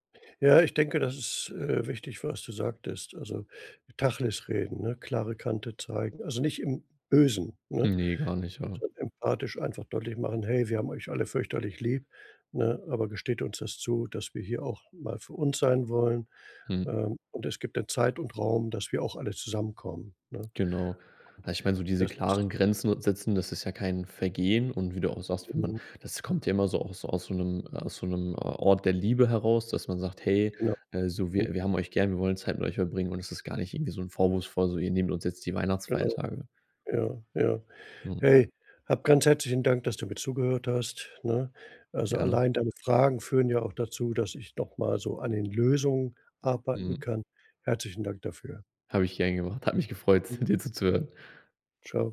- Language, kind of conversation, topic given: German, advice, Wie kann ich mich von Familienerwartungen abgrenzen, ohne meine eigenen Wünsche zu verbergen?
- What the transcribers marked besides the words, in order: other background noise